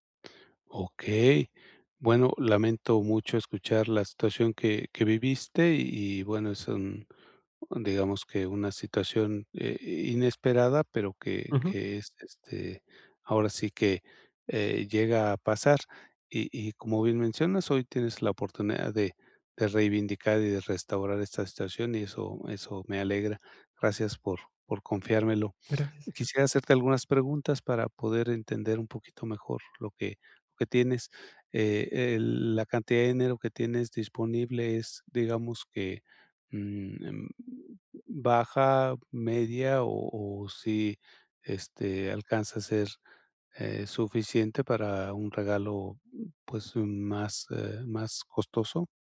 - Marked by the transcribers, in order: none
- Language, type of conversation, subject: Spanish, advice, ¿Cómo puedo encontrar ropa y regalos con poco dinero?